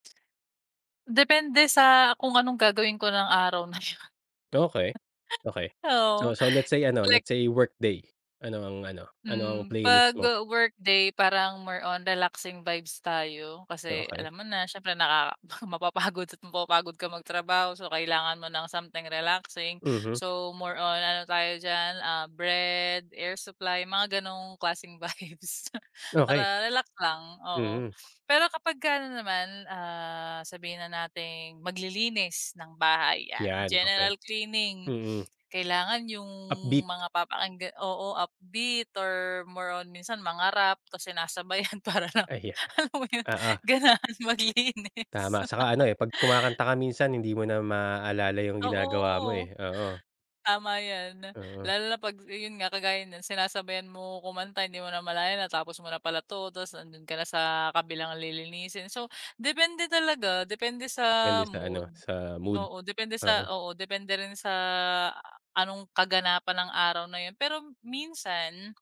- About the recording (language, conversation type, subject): Filipino, podcast, Paano mo binubuo ang perpektong talaan ng mga kanta na babagay sa iyong damdamin?
- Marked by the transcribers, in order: laughing while speaking: "yun"; laugh; laughing while speaking: "vibes"; chuckle; laughing while speaking: "sinasabayan para alam mo yun ganahan maglinis"; laugh